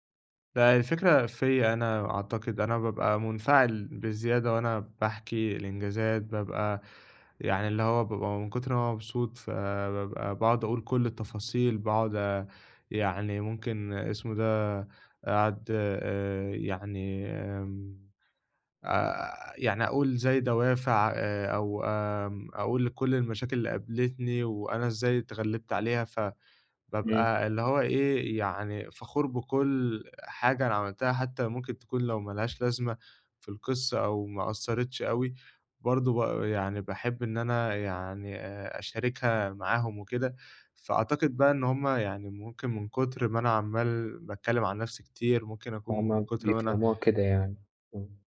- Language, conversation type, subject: Arabic, advice, عرض الإنجازات بدون تباهٍ
- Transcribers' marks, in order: none